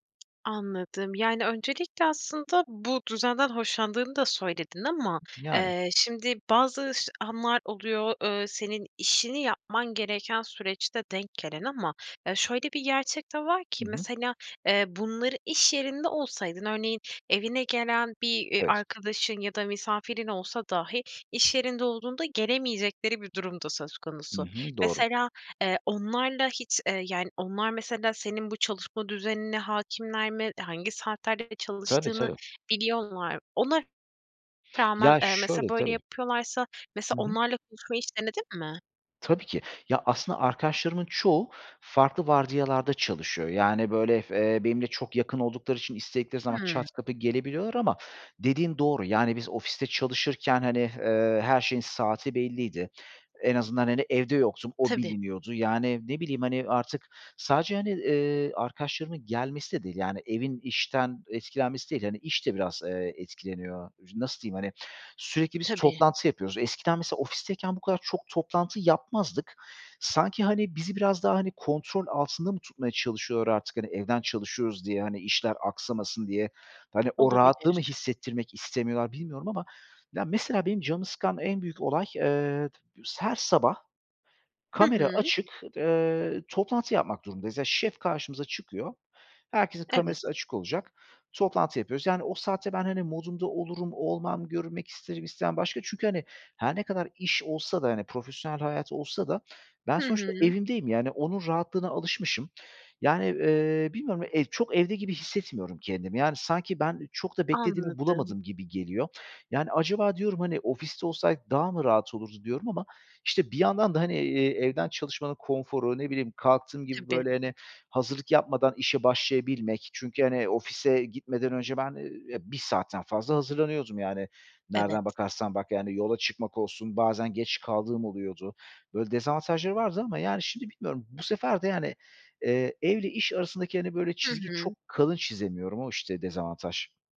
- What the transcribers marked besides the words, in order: other background noise; tapping
- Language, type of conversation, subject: Turkish, advice, Evde veya işte sınır koymakta neden zorlanıyorsunuz?